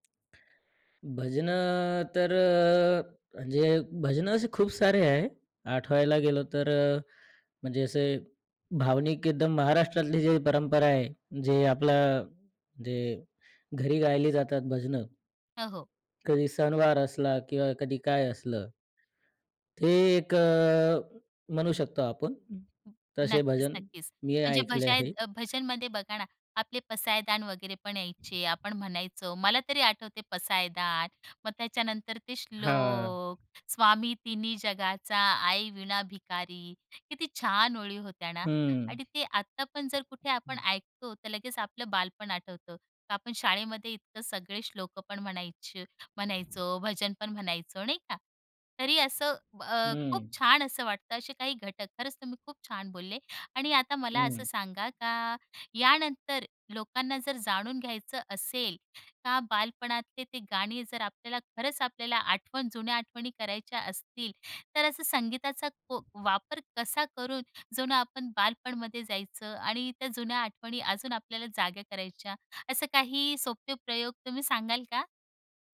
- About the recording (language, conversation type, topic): Marathi, podcast, एखादं गाणं ऐकताच तुम्हाला बालपण लगेच आठवतं का?
- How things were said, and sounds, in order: tapping; other background noise; other noise